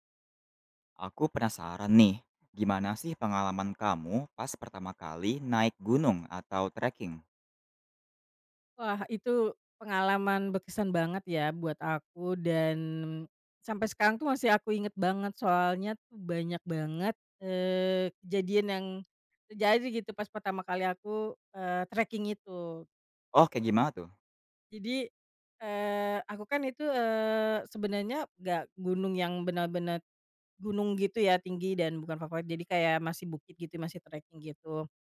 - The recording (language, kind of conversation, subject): Indonesian, podcast, Bagaimana pengalaman pertama kamu saat mendaki gunung atau berjalan lintas alam?
- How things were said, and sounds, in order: other background noise